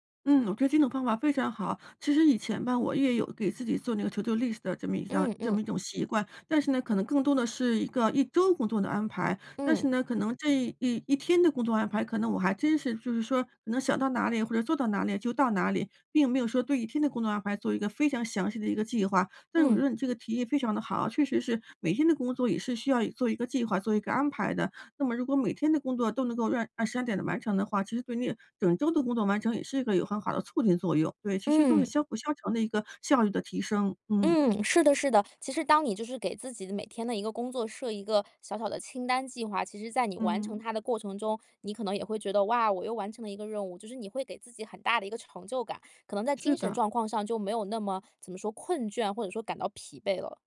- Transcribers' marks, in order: in English: "to do list"
- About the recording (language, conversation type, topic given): Chinese, advice, 长时间工作时如何避免精力中断和分心？